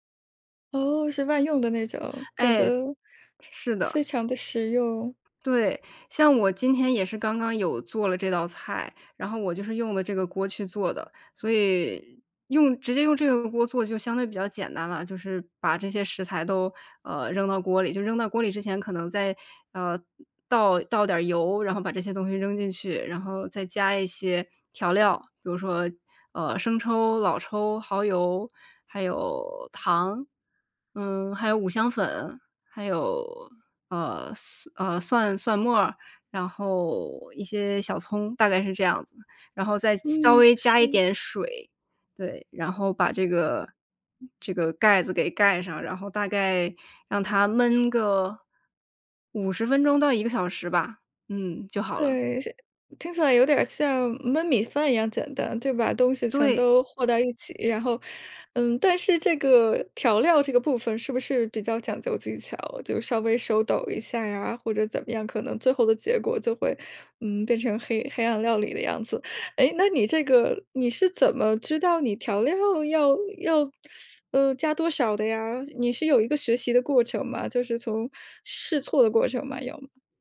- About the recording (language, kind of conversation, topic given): Chinese, podcast, 你能讲讲你最拿手的菜是什么，以及你是怎么做的吗？
- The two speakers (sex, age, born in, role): female, 30-34, China, guest; female, 35-39, China, host
- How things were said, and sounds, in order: other background noise; inhale; teeth sucking